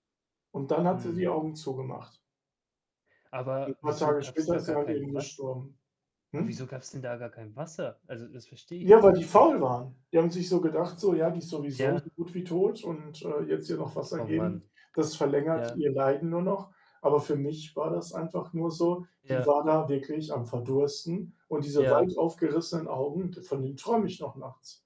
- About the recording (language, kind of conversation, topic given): German, unstructured, Wie hat ein Verlust in deinem Leben deine Sichtweise verändert?
- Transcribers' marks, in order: static; other background noise; distorted speech